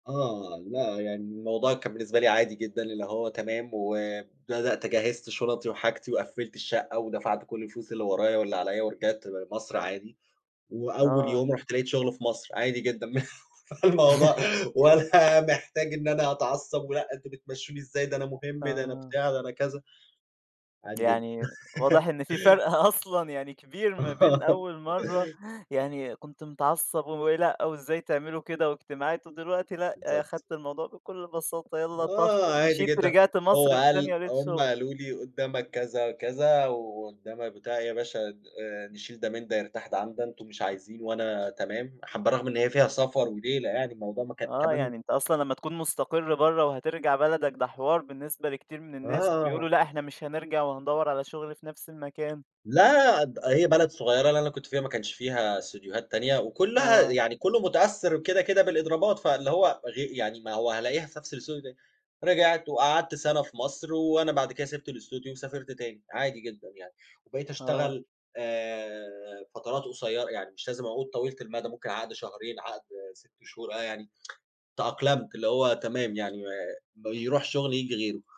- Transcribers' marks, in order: tapping; chuckle; laughing while speaking: "مه فالموضوع ولا"; laughing while speaking: "أصلًا"; laugh; laughing while speaking: "آه"; laugh; unintelligible speech; laughing while speaking: "آه"; tsk
- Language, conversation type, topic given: Arabic, podcast, هتتصرف إزاي لو فقدت شغلك فجأة؟